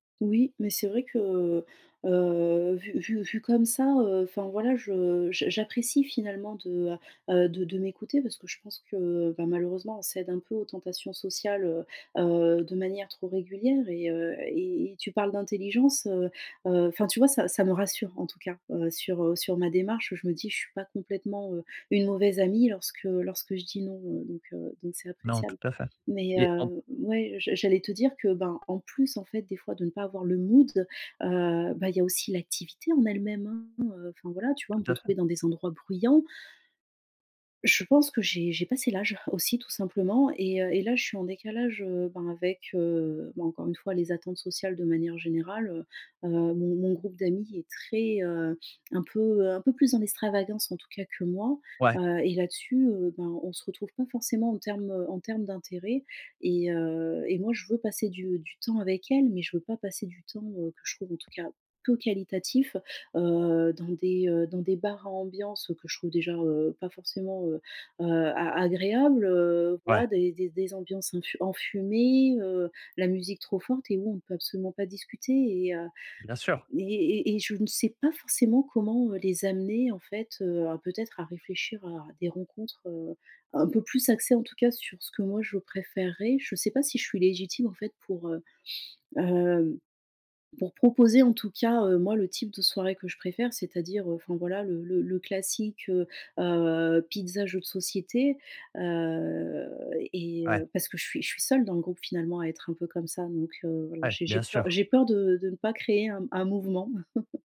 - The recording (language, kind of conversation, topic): French, advice, Pourquoi est-ce que je n’ai plus envie d’aller en soirée ces derniers temps ?
- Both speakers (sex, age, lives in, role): female, 35-39, France, user; male, 25-29, France, advisor
- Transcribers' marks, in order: drawn out: "heu"; other background noise; unintelligible speech; tapping; drawn out: "enfumées"; drawn out: "Heu"; laugh